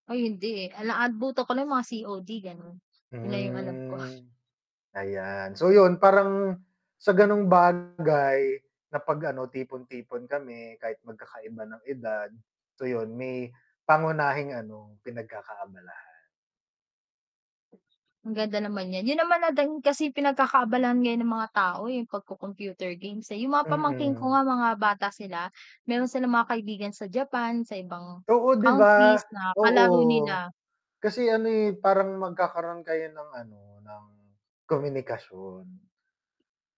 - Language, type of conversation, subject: Filipino, unstructured, Ano ang mga simpleng bagay na nagpapasaya sa inyo bilang magkakaibigan?
- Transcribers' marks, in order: static; drawn out: "Hmm"; distorted speech